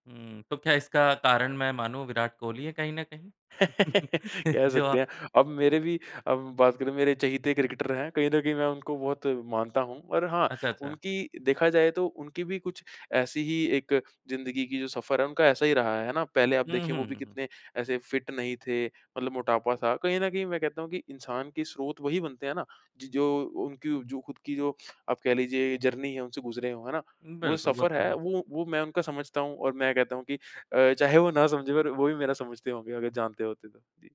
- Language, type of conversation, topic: Hindi, podcast, सुबह उठते ही आपकी पहली आदत क्या होती है?
- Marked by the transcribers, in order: chuckle; laughing while speaking: "जो आ"; in English: "क्रिकेटर"; in English: "फ़िट"; in English: "जर्नी"; joyful: "चाहे वो ना समझें, पर … जानते होते तो"